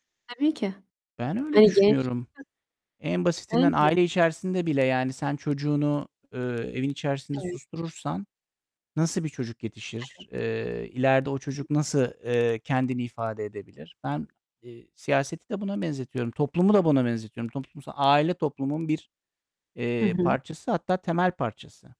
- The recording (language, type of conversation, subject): Turkish, unstructured, Gençlerin siyasete katılması neden önemlidir?
- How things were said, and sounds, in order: distorted speech; unintelligible speech; unintelligible speech; other background noise